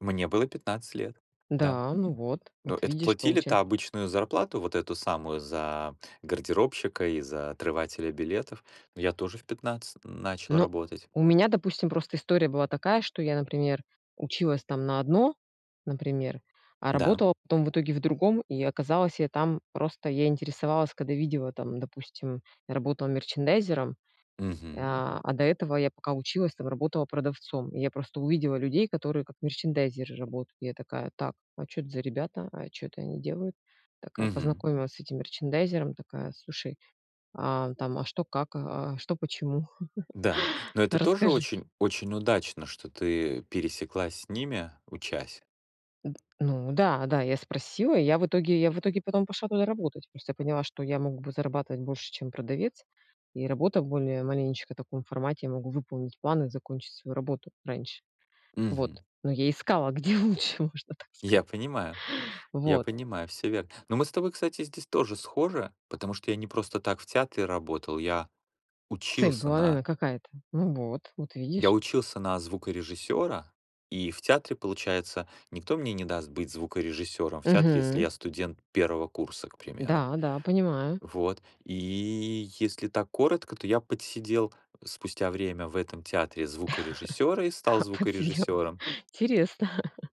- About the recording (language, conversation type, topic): Russian, unstructured, Почему многие люди недовольны своей работой?
- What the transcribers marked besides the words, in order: other background noise; tapping; chuckle; laughing while speaking: "где лучше, можно так сказать"; laughing while speaking: "Подсидел. Интересно"